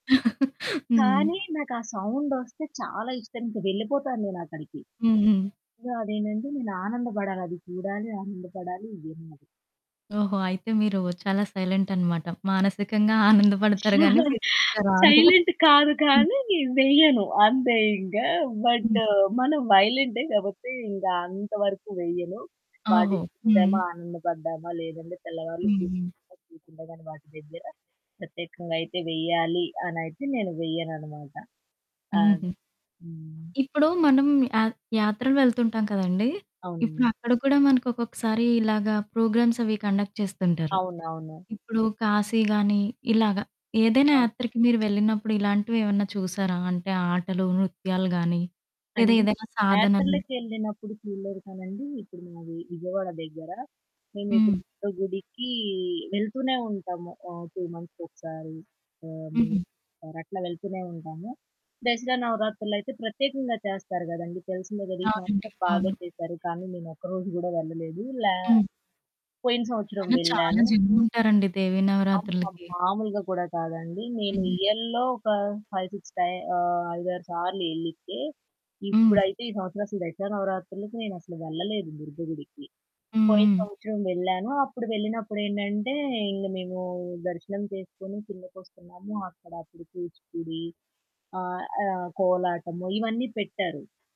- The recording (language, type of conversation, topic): Telugu, podcast, పల్లెటూరి పండుగల్లో ప్రజలు ఆడే సంప్రదాయ ఆటలు ఏవి?
- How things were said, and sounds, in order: chuckle; in English: "సో"; static; giggle; in English: "సైలెంట్"; in English: "ఫిజికల్‌గా"; giggle; in English: "ప్రోగ్రామ్స్"; in English: "కండక్ట్"; unintelligible speech; in English: "టూ మంత్స్‌కి"; in English: "ఇయర్‌లో"; in English: "ఫైవ్ సిక్స్"